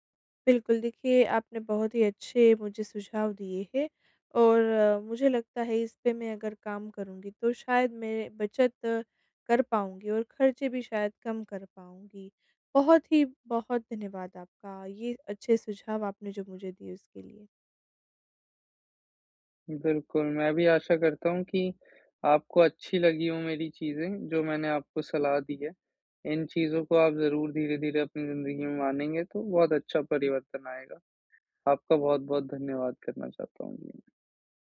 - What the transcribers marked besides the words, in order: none
- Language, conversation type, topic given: Hindi, advice, कैसे तय करें कि खर्च ज़रूरी है या बचत करना बेहतर है?